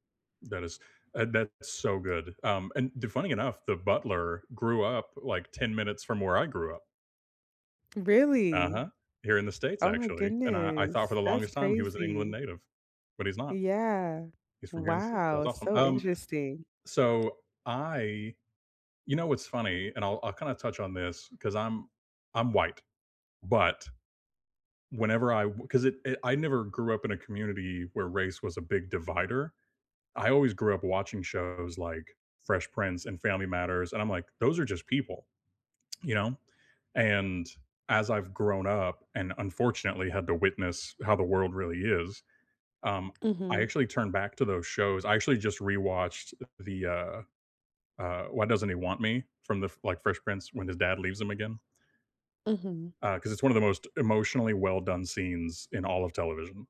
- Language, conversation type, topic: English, unstructured, Which comfort characters do you turn to when you need cheering up, and why do they help?
- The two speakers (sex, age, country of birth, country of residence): female, 20-24, United States, United States; male, 30-34, United States, United States
- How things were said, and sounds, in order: tapping